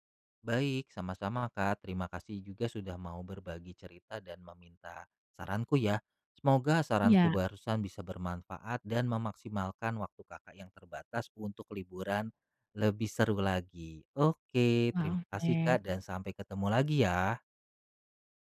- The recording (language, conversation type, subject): Indonesian, advice, Bagaimana cara menikmati perjalanan singkat saat waktu saya terbatas?
- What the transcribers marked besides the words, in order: none